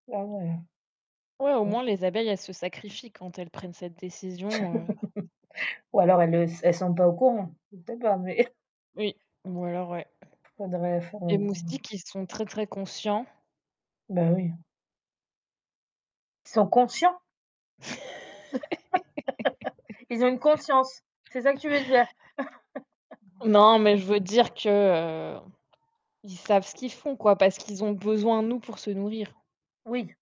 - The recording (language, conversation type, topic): French, unstructured, Préféreriez-vous avoir toujours chaud ou toujours froid ?
- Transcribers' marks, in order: static; other background noise; distorted speech; laugh; chuckle; tapping; laugh; laugh